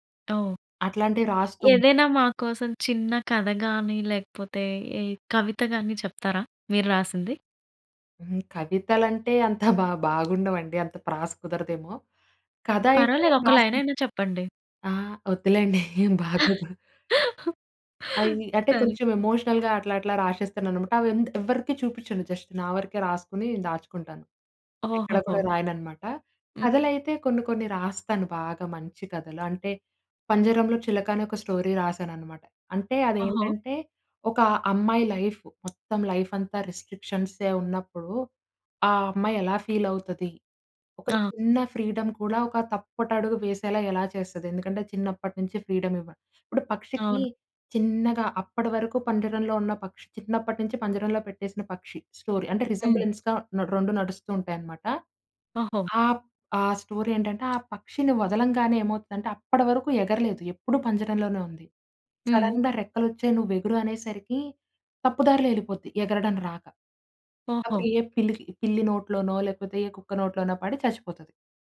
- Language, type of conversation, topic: Telugu, podcast, మీ భాష మీ గుర్తింపుపై ఎంత ప్రభావం చూపుతోంది?
- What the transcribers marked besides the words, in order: chuckle; tapping; in English: "లైన్"; unintelligible speech; chuckle; laugh; in English: "ఎమోషనల్‌గా"; in English: "జస్ట్"; in English: "స్టోరీ"; in English: "లైఫ్"; in English: "ఫీల్"; in English: "ఫ్రీడమ్"; in English: "ఫ్రీడమ్"; in English: "స్టోరీ"; in English: "రిజెంబ్లెన్స్‌గా"; in English: "స్టోరీ"; in English: "సడెన్‌గా"